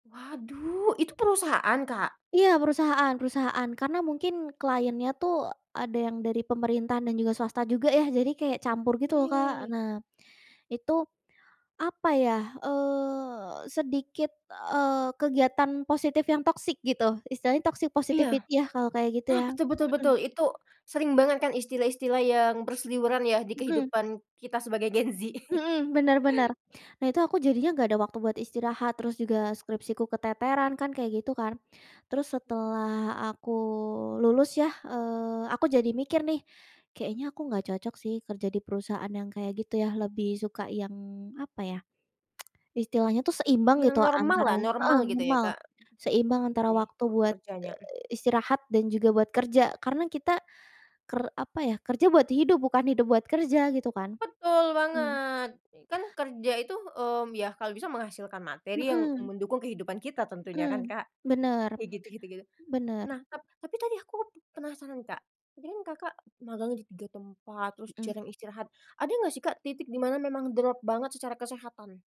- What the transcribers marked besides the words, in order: in English: "client-nya"; in English: "toxic"; in English: "toxic positivity"; in English: "Z"; chuckle; other background noise; tsk; unintelligible speech
- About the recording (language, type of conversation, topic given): Indonesian, podcast, Bagaimana kamu mengatur ritme antara kerja keras dan istirahat?